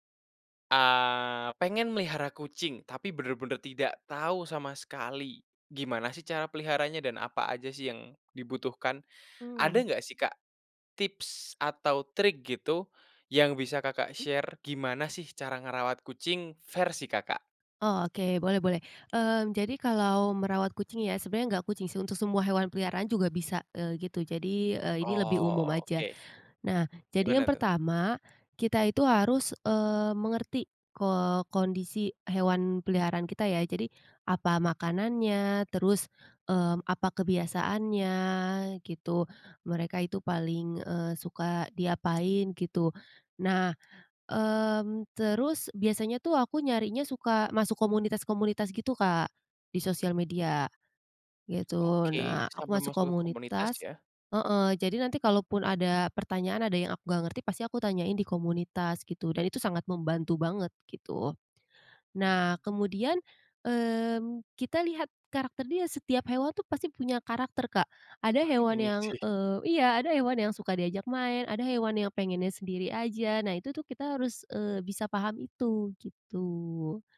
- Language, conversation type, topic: Indonesian, podcast, Apa kenangan terbaikmu saat memelihara hewan peliharaan pertamamu?
- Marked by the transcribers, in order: in English: "share"; tapping; chuckle